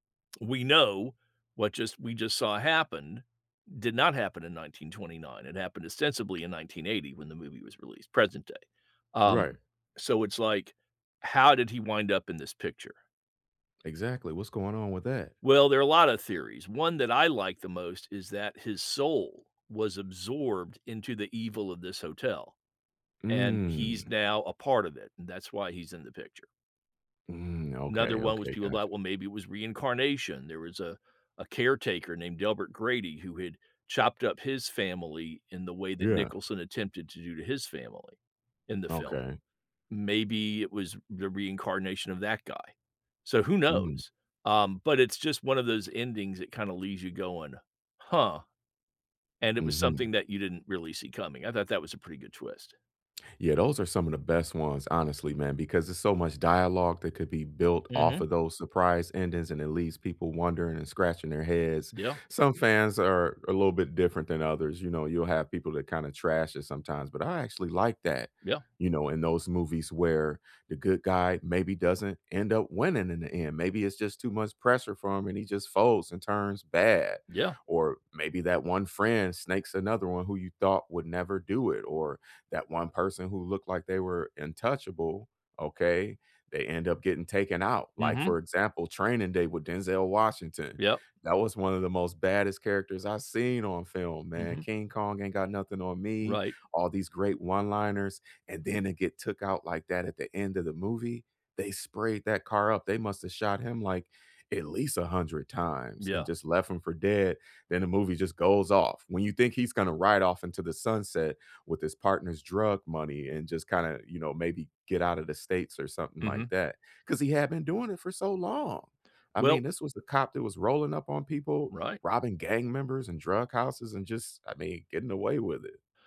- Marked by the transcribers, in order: drawn out: "Mm"; "untouchable" said as "intouchable"
- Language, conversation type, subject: English, unstructured, Which movie should I watch for the most surprising ending?